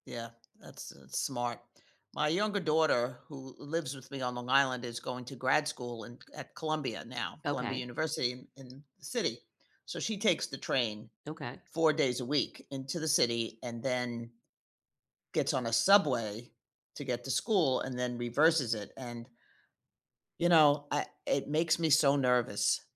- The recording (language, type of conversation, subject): English, unstructured, Which train journey surprised you in a good way?
- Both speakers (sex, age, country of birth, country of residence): female, 45-49, United States, United States; female, 65-69, United States, United States
- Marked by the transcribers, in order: none